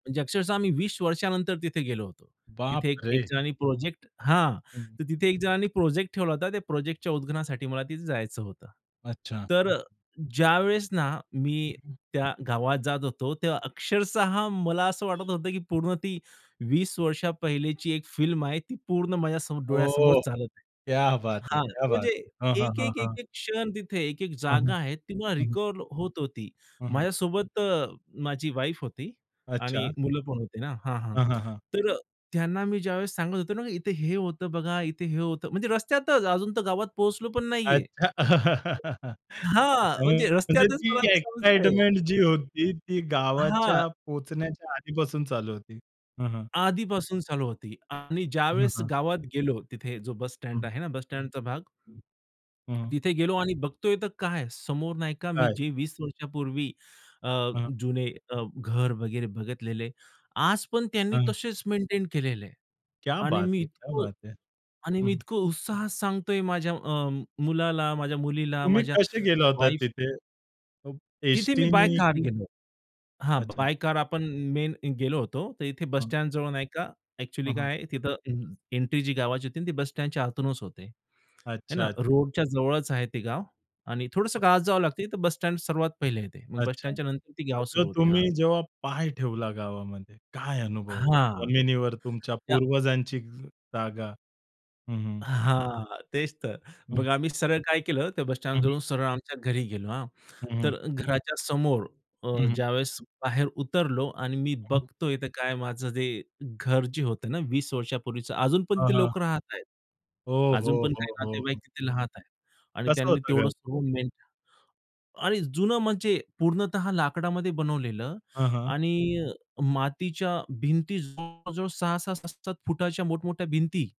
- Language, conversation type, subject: Marathi, podcast, पूर्वजांचं गाव भेटल्यानंतर तुम्हाला कसं वाटलं?
- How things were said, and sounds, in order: surprised: "बापरे!"; tapping; "उद्घाटनासाठी" said as "उदघनासाठी"; other background noise; other noise; in Hindi: "क्या बात है! क्या बात है!"; chuckle; unintelligible speech; joyful: "म्हणजे रस्त्यातच मला ते समजतंय"; in Hindi: "क्या बात है! क्या बात है!"; unintelligible speech; unintelligible speech; unintelligible speech